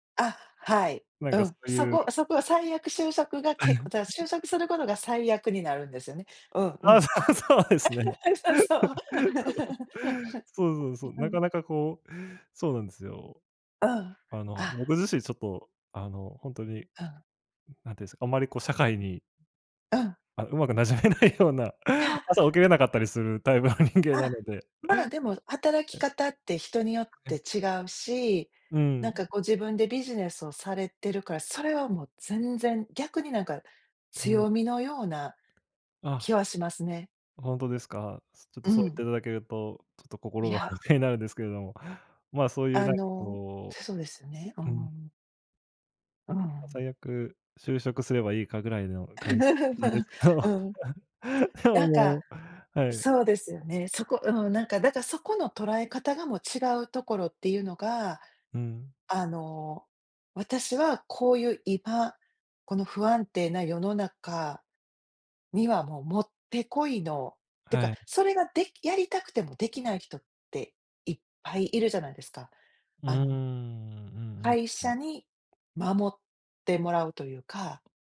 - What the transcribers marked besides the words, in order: laugh; laughing while speaking: "そう、そうですね。 そう"; laugh; laughing while speaking: "染め ないような"; laughing while speaking: "タイプの人間なので"; other noise; other background noise; tapping; laugh; laughing while speaking: "ですけど"; laugh
- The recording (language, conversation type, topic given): Japanese, advice, 世界的な出来事が原因で将来が不安に感じるとき、どう対処すればよいですか？